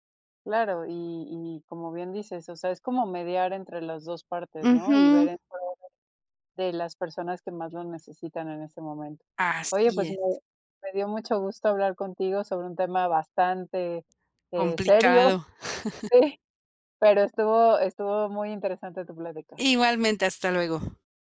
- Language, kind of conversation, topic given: Spanish, podcast, ¿Qué evento te obligó a replantearte tus prioridades?
- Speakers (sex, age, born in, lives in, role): female, 40-44, Mexico, Mexico, host; female, 45-49, Mexico, Mexico, guest
- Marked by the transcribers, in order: unintelligible speech; laughing while speaking: "Sí"; chuckle